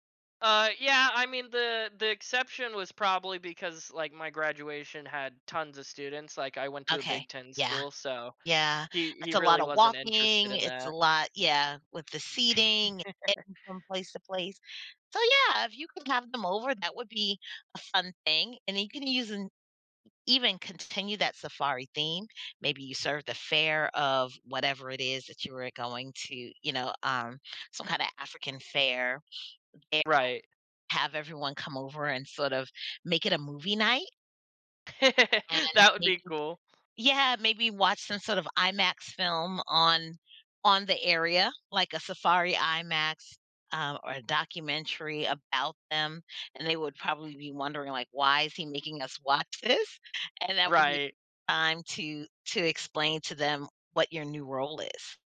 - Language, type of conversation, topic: English, advice, How can I share good news with my family in a way that feels positive and considerate?
- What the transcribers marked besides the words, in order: chuckle; unintelligible speech; giggle; tapping